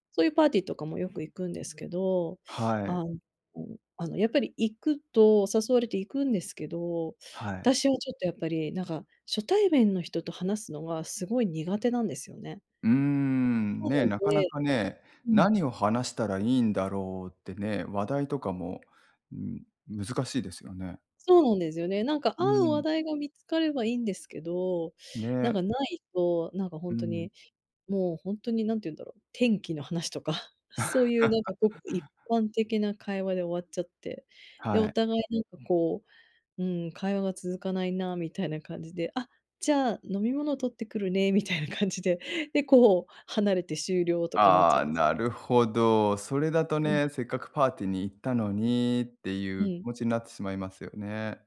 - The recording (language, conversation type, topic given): Japanese, advice, パーティーで居心地が悪いとき、どうすれば楽しく過ごせますか？
- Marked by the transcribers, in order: other background noise; "私は" said as "たしは"; tapping; chuckle; background speech; laughing while speaking: "みたいな感じで"